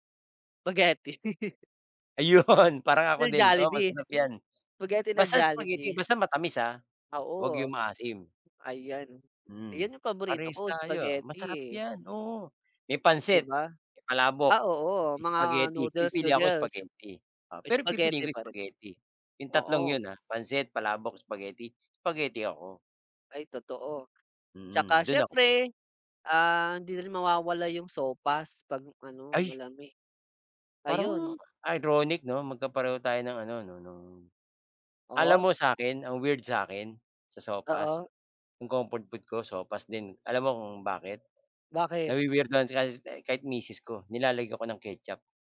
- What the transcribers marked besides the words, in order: chuckle; laughing while speaking: "Ayun!"; tapping; in English: "ironic"; in English: "comfort food"
- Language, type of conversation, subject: Filipino, unstructured, Paano ka nagpapahinga matapos ang mahirap na araw?